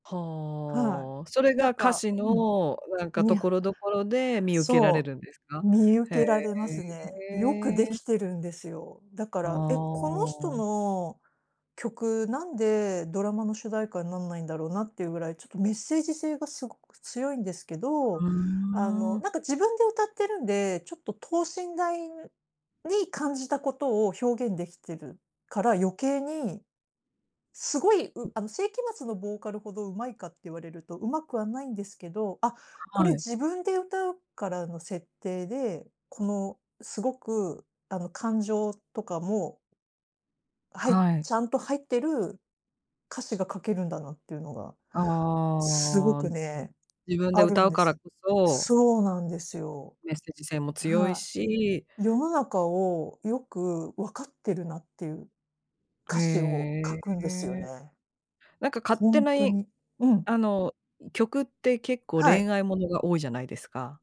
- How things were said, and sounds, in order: other noise
- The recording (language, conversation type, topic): Japanese, podcast, 歌詞とメロディーでは、どちらをより重視しますか？